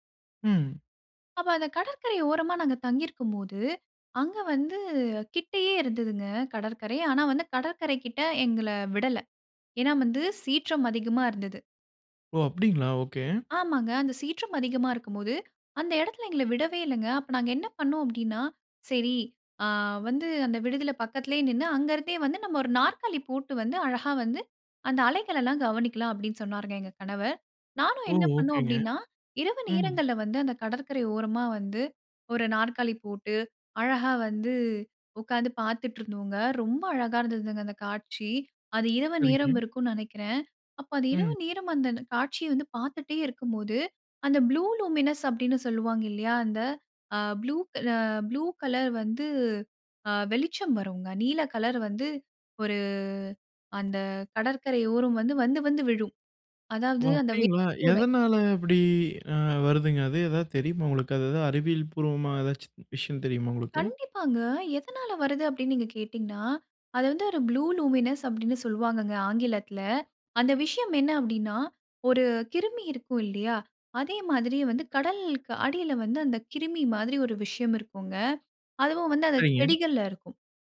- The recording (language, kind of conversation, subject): Tamil, podcast, உங்களின் கடற்கரை நினைவொன்றை பகிர முடியுமா?
- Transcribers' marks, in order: surprised: "அப்ப, அந்த கடற்கரை ஓரமா, நாங்க … கிட்டேயே இருந்துதுங்க, கடற்கரை"; "பண்ணேன்" said as "பண்ணோம்"; in English: "ப்ளூ லூமினஸ்"; in English: "வேவ்"; in English: "ப்ளூ லூமினஸ்"